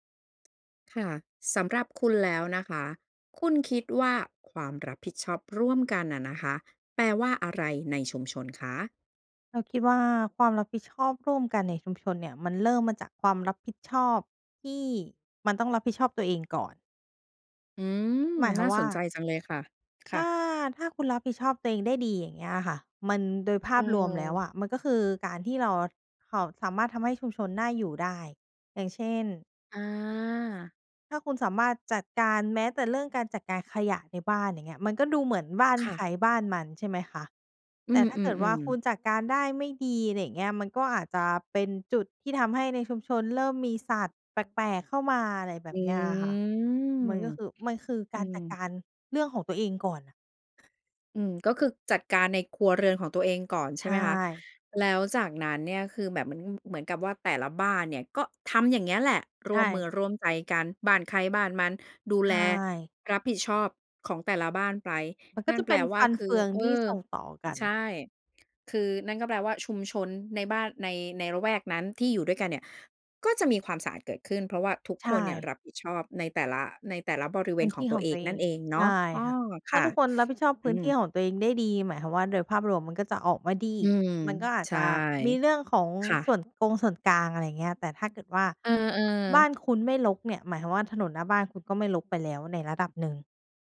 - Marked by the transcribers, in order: none
- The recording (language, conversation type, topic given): Thai, podcast, คุณคิดว่า “ความรับผิดชอบร่วมกัน” ในชุมชนหมายถึงอะไร?